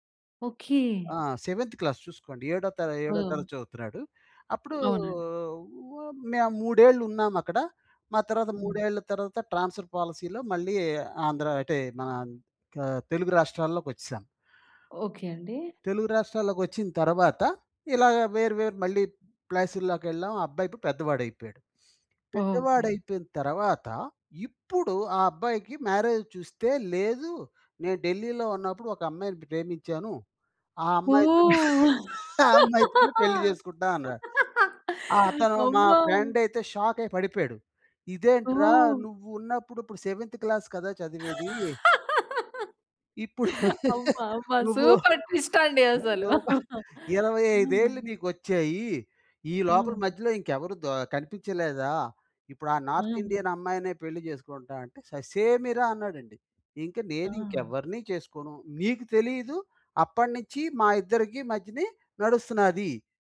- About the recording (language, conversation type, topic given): Telugu, podcast, పెళ్లి విషయంలో మీ కుటుంబం మీ నుంచి ఏవేవి ఆశిస్తుంది?
- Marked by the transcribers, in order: in English: "సెవెంత్ క్లాస్"; in English: "ట్రాన్స్‌ఫర్ పాలిసీలో"; in English: "మ్యారేజ్"; laughing while speaking: "ఆ అమ్మాయితోనే పెళ్లి చేసుకుంటా"; laughing while speaking: "అమ్మో!"; in English: "షాక్"; in English: "సెవెంత్ క్లాస్"; laughing while speaking: "అమ్మ! అమ్మ! సూపర్ ట్విస్టండి అసలు. అమ్మ!"; in English: "సూపర్"; laugh; unintelligible speech; in English: "నార్త్ ఇండియన్"